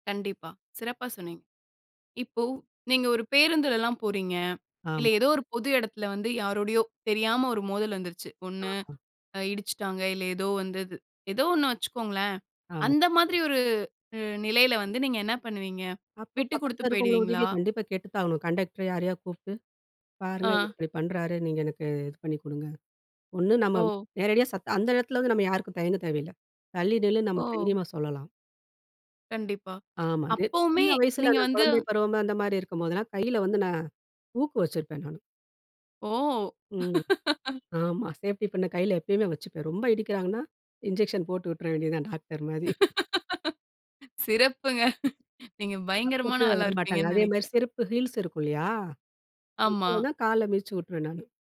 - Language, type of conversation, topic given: Tamil, podcast, மோதல் ஏற்பட்டால் நீங்கள் முதலில் என்ன செய்கிறீர்கள்?
- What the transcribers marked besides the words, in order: other background noise; laugh; chuckle; laugh; tapping; unintelligible speech